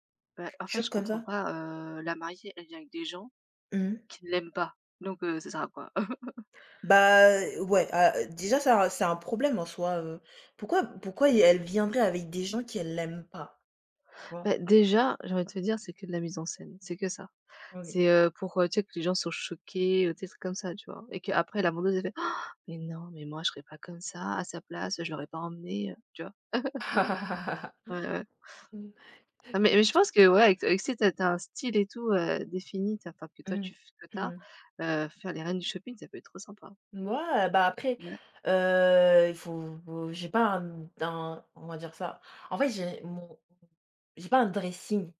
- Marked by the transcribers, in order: laugh; laugh; unintelligible speech; other background noise; chuckle; stressed: "dressing"
- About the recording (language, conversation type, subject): French, unstructured, Comment décrirais-tu ton style personnel ?